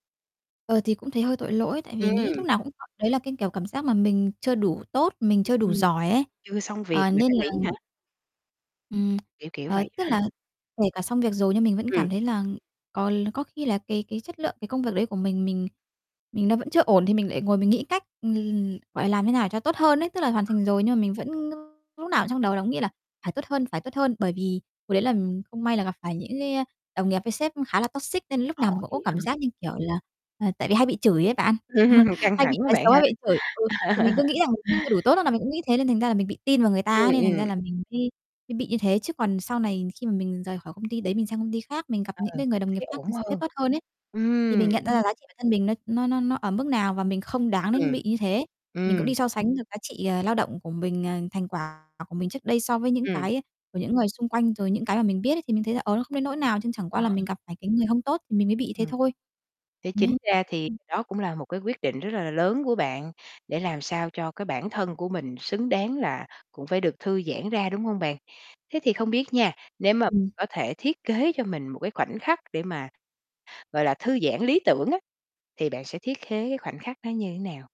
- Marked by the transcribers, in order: other background noise; unintelligible speech; tapping; distorted speech; unintelligible speech; in English: "toxic"; laughing while speaking: "ờ"; laugh; laugh
- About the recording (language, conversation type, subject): Vietnamese, podcast, Bạn thường thư giãn như thế nào sau một ngày dài?